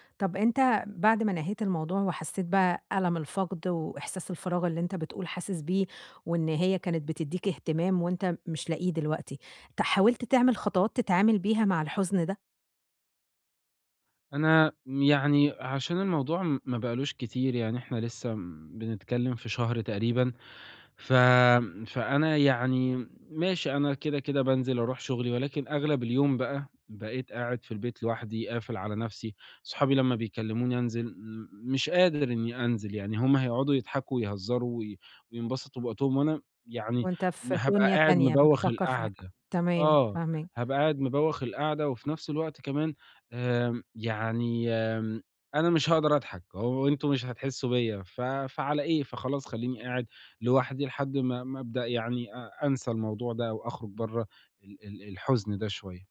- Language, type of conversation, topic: Arabic, advice, إزاي أبدأ أعيد بناء نفسي بعد نهاية علاقة وبعد ما اتكسرت توقعاتي؟
- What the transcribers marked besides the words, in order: none